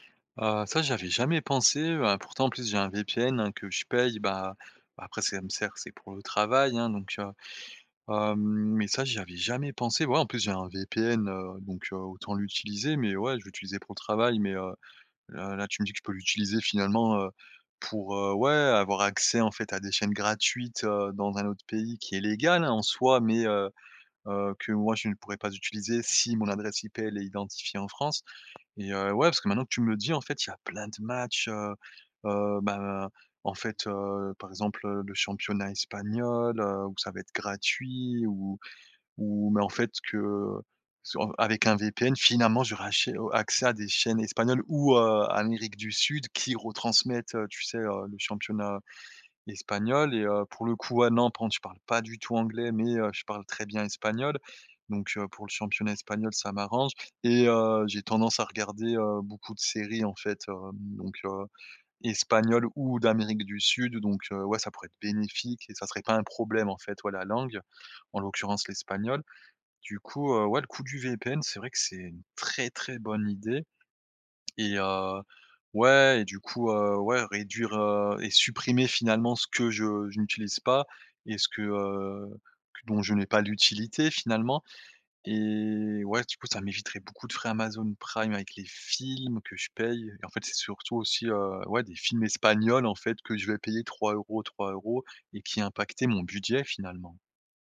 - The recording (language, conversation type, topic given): French, advice, Comment peux-tu reprendre le contrôle sur tes abonnements et ces petites dépenses que tu oublies ?
- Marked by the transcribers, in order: stressed: "films"